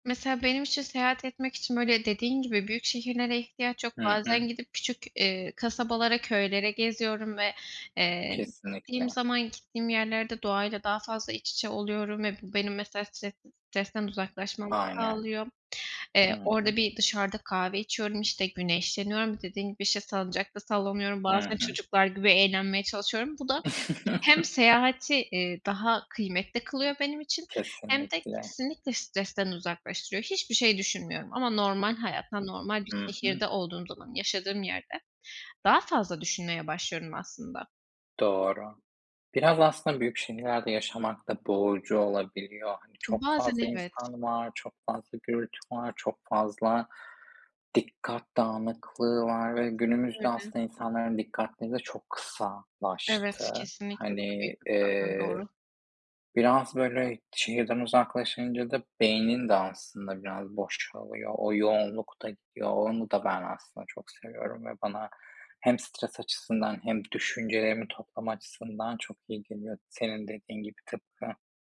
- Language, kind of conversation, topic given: Turkish, unstructured, Seyahat etmek hayatınızı nasıl etkiledi?
- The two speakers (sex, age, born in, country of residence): female, 25-29, Turkey, Poland; male, 25-29, Turkey, Spain
- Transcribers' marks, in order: tapping; other background noise; chuckle